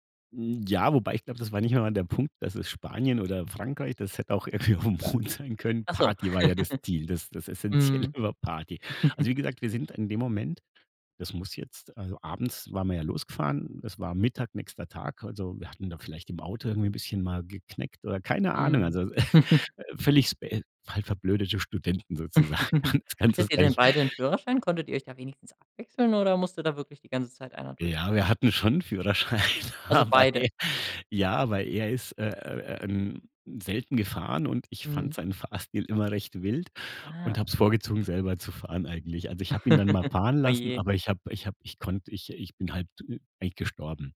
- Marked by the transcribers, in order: laughing while speaking: "irgendwie auf dem Mond"; giggle; laughing while speaking: "Essenzielle"; giggle; giggle; joyful: "Studenten sozusagen. Du kannst das gar nicht"; giggle; other background noise; laughing while speaking: "hatten schon 'n Führerschein, aber er"; giggle; joyful: "fande seinen Fahrstil immer recht … zu fahren eigentlich"; laughing while speaking: "Fahrstil"; surprised: "Ah"; giggle
- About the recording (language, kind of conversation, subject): German, podcast, Gibt es eine Reise, die dir heute noch viel bedeutet?